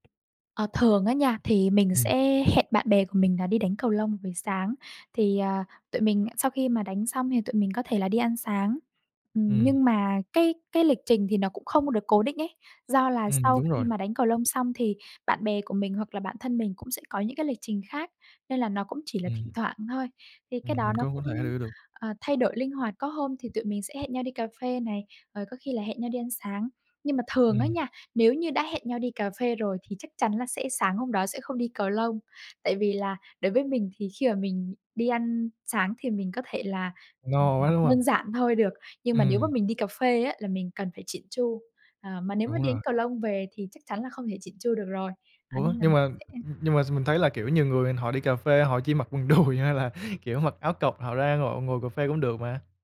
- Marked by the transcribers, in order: tapping; other background noise; laughing while speaking: "đùi hay là"
- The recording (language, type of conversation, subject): Vietnamese, podcast, Bạn có những thói quen buổi sáng nào?
- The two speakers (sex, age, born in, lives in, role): female, 25-29, Vietnam, Vietnam, guest; male, 25-29, Vietnam, Vietnam, host